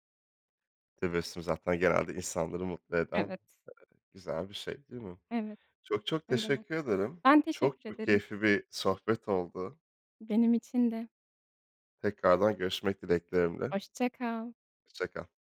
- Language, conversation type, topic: Turkish, podcast, İnsanları gönüllü çalışmalara katılmaya nasıl teşvik edersin?
- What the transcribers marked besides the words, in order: unintelligible speech